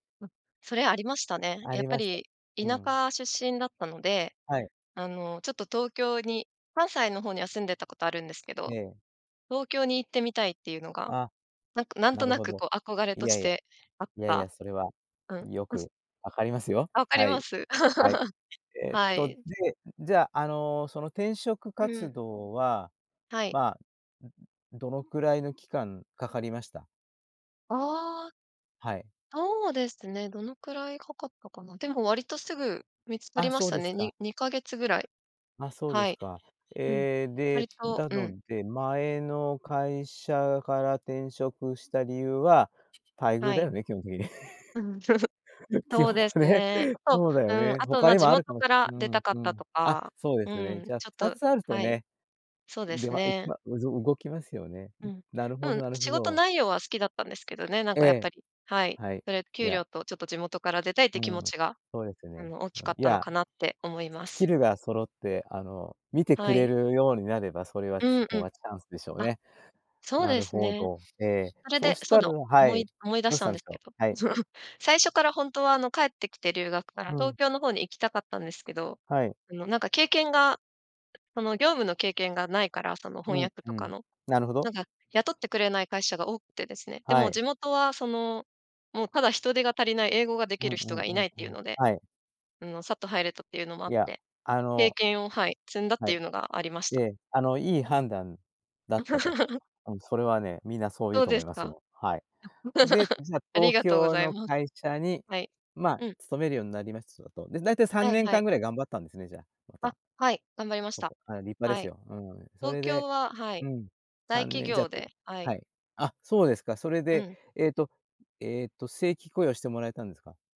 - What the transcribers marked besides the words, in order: unintelligible speech; laugh; other background noise; laugh; laughing while speaking: "基本ね"; laugh; chuckle; laugh; laugh; other noise
- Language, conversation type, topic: Japanese, podcast, 長く勤めた会社を辞める決断は、どのようにして下したのですか？